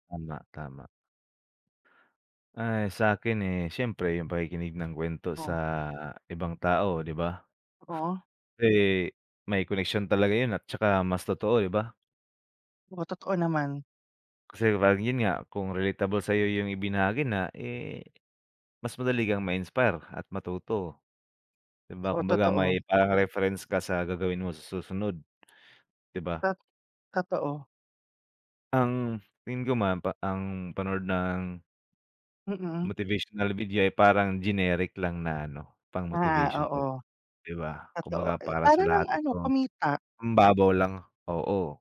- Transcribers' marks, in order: none
- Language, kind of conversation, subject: Filipino, unstructured, Ano ang mas nakapagpapasigla ng loob: manood ng mga bidyong pampasigla o makinig sa mga kuwento ng iba?
- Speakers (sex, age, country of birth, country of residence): male, 25-29, Philippines, Philippines; male, 30-34, Philippines, Philippines